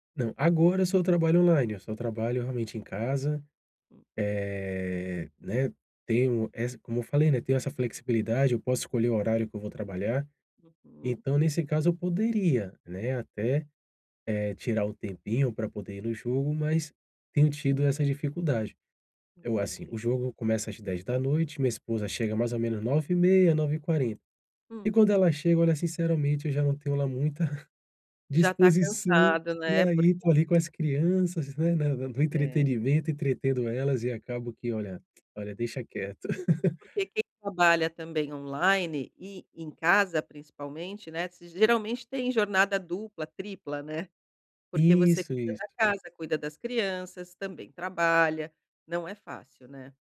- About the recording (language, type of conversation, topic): Portuguese, advice, Como posso encontrar tempo para minhas paixões pessoais?
- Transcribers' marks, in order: other noise; chuckle; other background noise; tapping; laugh